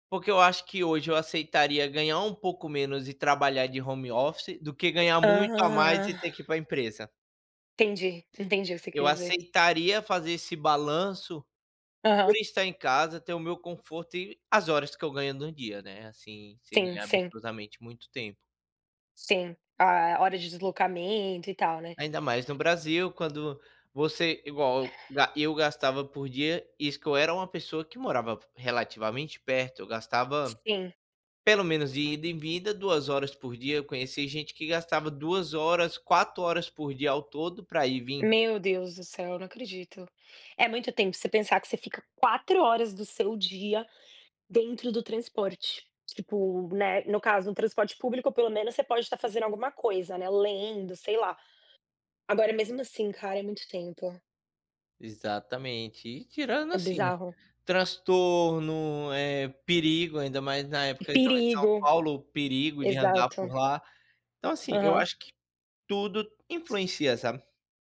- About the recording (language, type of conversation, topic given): Portuguese, unstructured, Você acha que é difícil negociar um aumento hoje?
- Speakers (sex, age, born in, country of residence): female, 30-34, Brazil, United States; male, 25-29, Brazil, United States
- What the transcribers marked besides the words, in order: in English: "home office"; tapping; other background noise